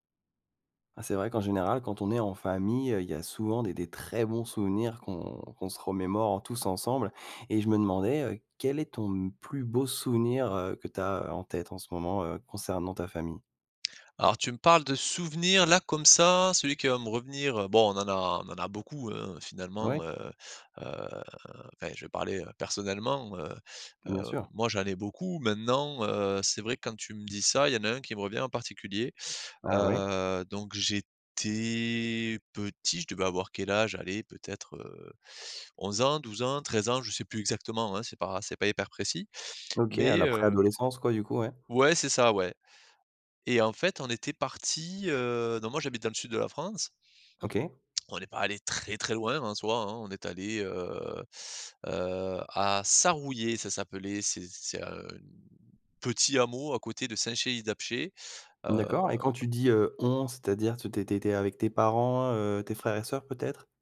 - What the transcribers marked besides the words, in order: other background noise; tapping; drawn out: "j'étais"
- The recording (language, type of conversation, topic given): French, podcast, Quel est ton plus beau souvenir en famille ?